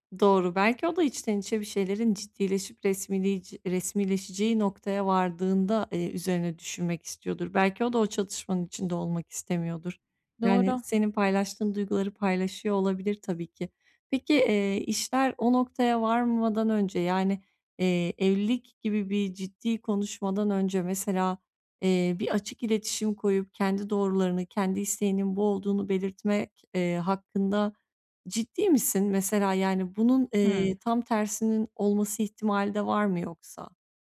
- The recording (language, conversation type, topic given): Turkish, advice, Özgünlüğüm ile başkaları tarafından kabul görme isteğim arasında nasıl denge kurabilirim?
- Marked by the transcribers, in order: other background noise